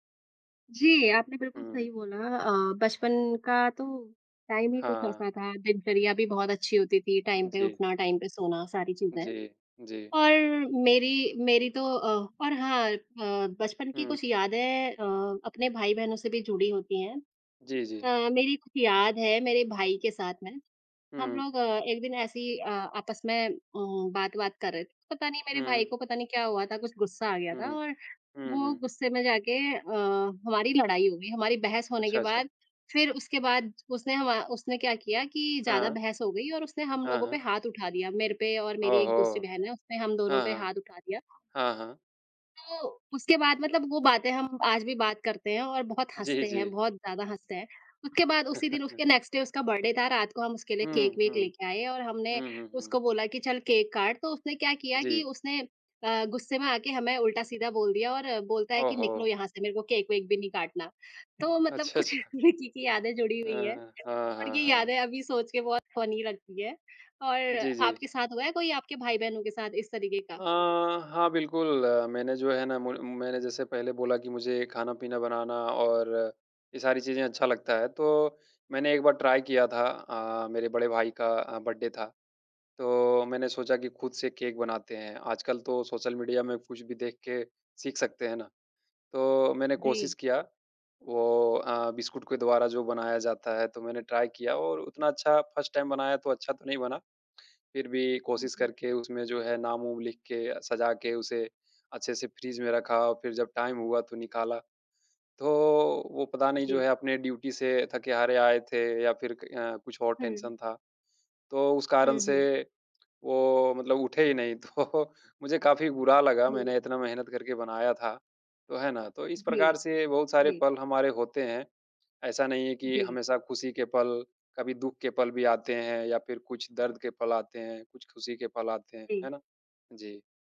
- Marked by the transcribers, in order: in English: "टाइम"; in English: "टाइम"; in English: "टाइम"; chuckle; in English: "नेक्स्ट डे"; in English: "बर्थडे"; laughing while speaking: "अच्छा"; laughing while speaking: "कुछ विक्की की"; in English: "फ़नी"; in English: "ट्राई"; in English: "बर्थडे"; in English: "ट्राई"; in English: "फर्स्ट टाइम"; in English: "टाइम"; in English: "ड्यूटी"; in English: "टेंशन"; laughing while speaking: "तो"
- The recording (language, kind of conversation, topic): Hindi, unstructured, आपके लिए क्या यादें दुख से ज़्यादा सांत्वना देती हैं या ज़्यादा दर्द?